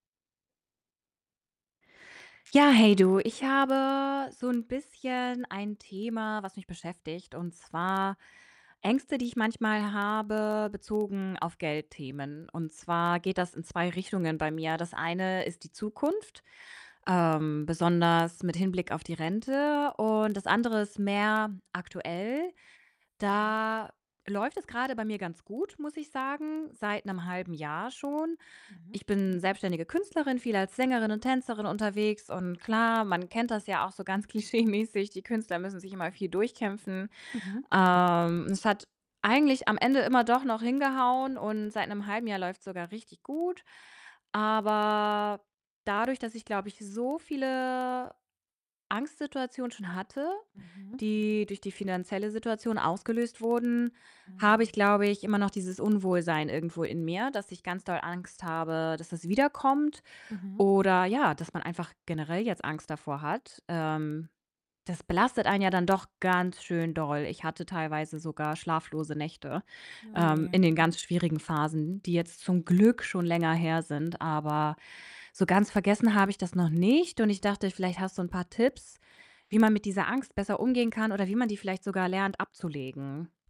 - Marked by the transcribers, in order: distorted speech; laughing while speaking: "klischeemäßig"; background speech; other background noise; stressed: "zum Glück"
- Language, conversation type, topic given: German, advice, Wie kann ich im Alltag besser mit Geldangst umgehen?